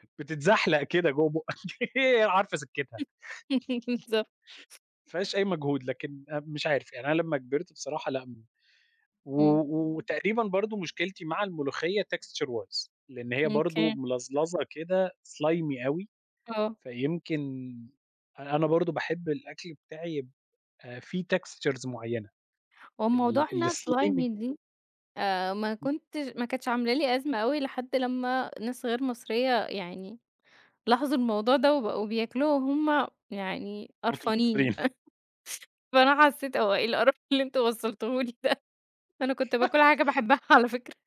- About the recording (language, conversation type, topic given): Arabic, unstructured, إيه أكتر أكلة بتكرهها وليه؟
- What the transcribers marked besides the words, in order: other noise; laugh; laughing while speaking: "بالضبط"; laugh; in English: "Texture wise"; in English: "slimy"; in English: "Textures"; in English: "الslimy"; in English: "slimy"; laugh; unintelligible speech; laughing while speaking: "القرف اللي أنتم وصّلتوه لي ده؟"; laugh; laughing while speaking: "باحبها"